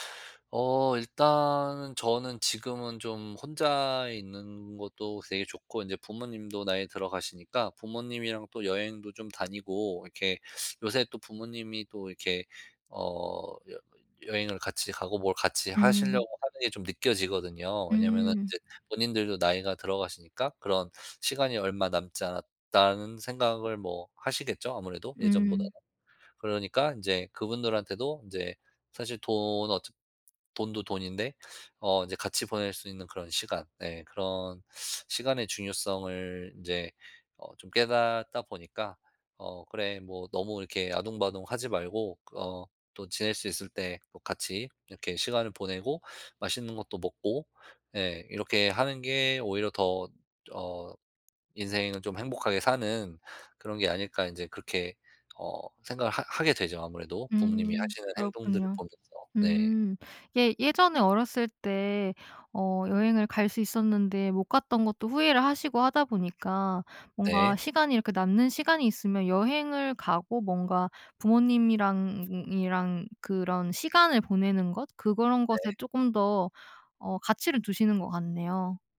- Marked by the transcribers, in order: none
- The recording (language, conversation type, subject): Korean, podcast, 돈과 시간 중 무엇을 더 소중히 여겨?